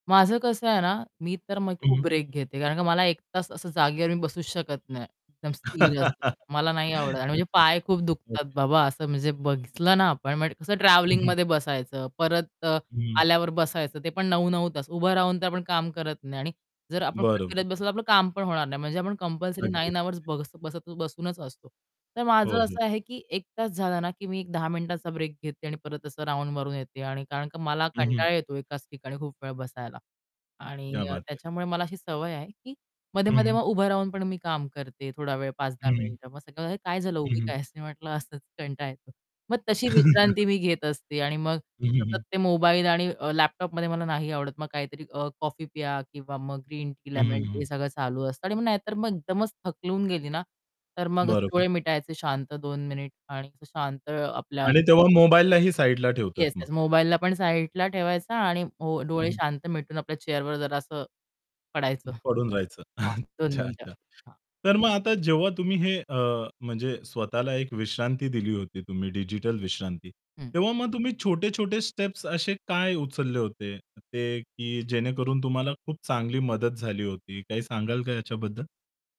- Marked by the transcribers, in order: static; distorted speech; horn; laugh; in English: "राउंड"; in Hindi: "क्या बात है!"; other background noise; chuckle; tapping; in English: "चेअरवर"; laughing while speaking: "पडायचं"; chuckle; in English: "स्टेप्स"
- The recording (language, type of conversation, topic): Marathi, podcast, तुला डिजिटल विश्रांती कधी आणि का घ्यावीशी वाटते?